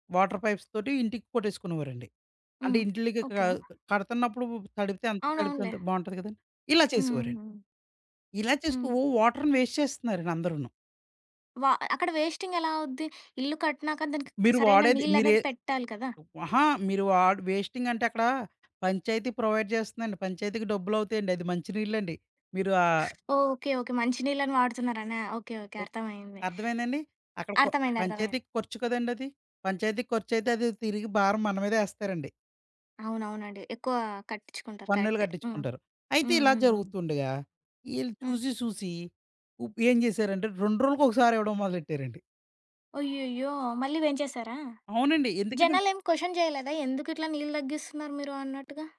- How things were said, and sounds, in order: in English: "వాటర్ పైప్స్"; tapping; other background noise; in English: "వాటర్‌ని వేస్ట్"; in English: "వే‌స్టింగ్"; in English: "ప్రొవైడ్"; in English: "క్వెషన్"
- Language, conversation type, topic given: Telugu, podcast, ఇంట్లో నీటిని ఆదా చేయడానికి మనం చేయగల పనులు ఏమేమి?